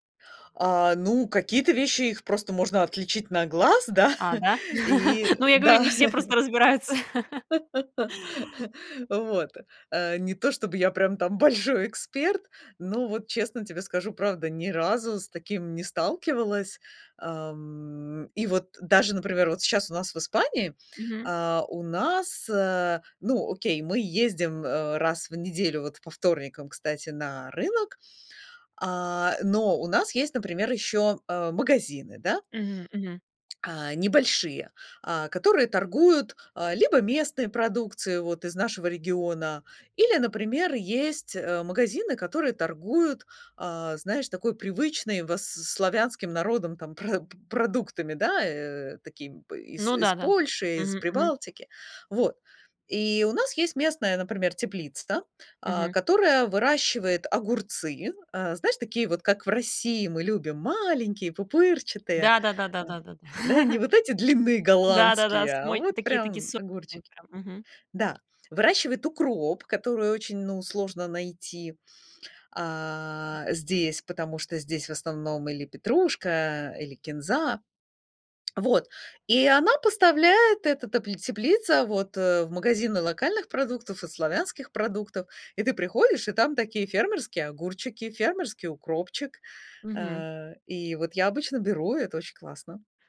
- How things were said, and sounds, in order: laugh; laughing while speaking: "Ну, я говорю, не все просто разбираются"; laughing while speaking: "да. И да"; laugh; laughing while speaking: "большой эксперт"; tapping; chuckle
- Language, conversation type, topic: Russian, podcast, Пользуетесь ли вы фермерскими рынками и что вы в них цените?